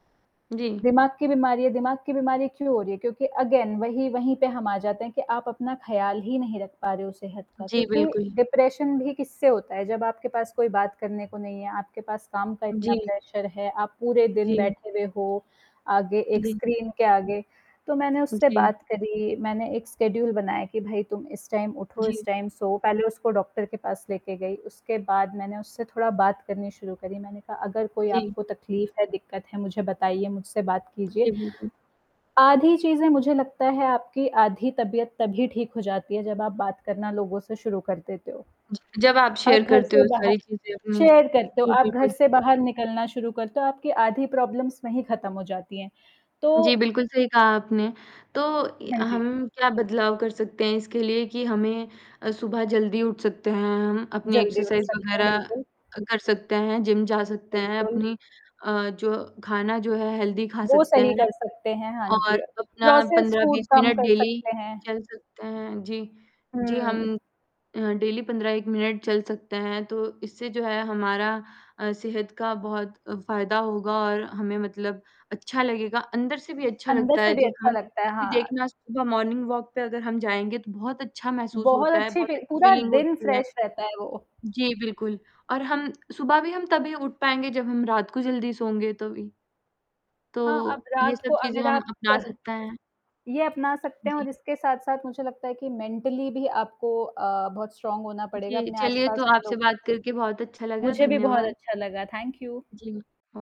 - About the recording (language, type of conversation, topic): Hindi, unstructured, क्या आपको लगता है कि लोग अपनी सेहत का सही ख्याल रखते हैं?
- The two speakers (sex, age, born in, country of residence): female, 18-19, India, India; female, 25-29, India, India
- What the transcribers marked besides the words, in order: static; in English: "अगेन"; in English: "डिप्रेशन"; in English: "प्रेशर"; distorted speech; in English: "स्केड्यूल"; in English: "टाइम"; in English: "टाइम"; in English: "शेयर"; in English: "शेयर"; in English: "प्रॉब्लम्स"; in English: "एक्सरसाइज़"; in English: "हेल्थी"; in English: "प्रोसेस्ड फूड"; in English: "डेली"; in English: "डेली"; in English: "मॉर्निंग वॉक"; in English: "फ़्रेश"; in English: "फ़ीलिंग"; chuckle; in English: "मेंटली"; in English: "स्ट्रॉन्ग"; in English: "थैंक यू"